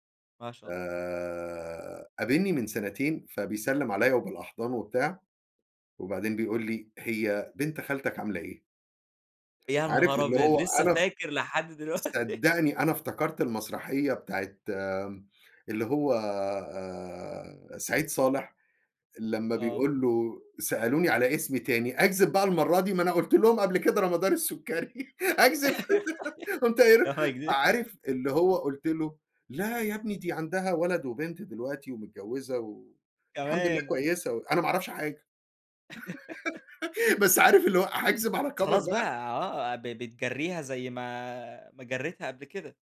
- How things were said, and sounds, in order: unintelligible speech; tapping; laughing while speaking: "لحد دلوقتي"; laugh; laughing while speaking: "ما أنا قُلت لهم قبل كده رمضان السكري، أكذب؟ قُمت قايل له"; laugh; laughing while speaking: "صحيح لا ما أكدبش"; laugh; laughing while speaking: "بس عارف اللي هو هاكذب على كَبَر بقى؟"
- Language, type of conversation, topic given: Arabic, podcast, إيه أكتر ذكرى مضحكة حصلتلك في رحلتك؟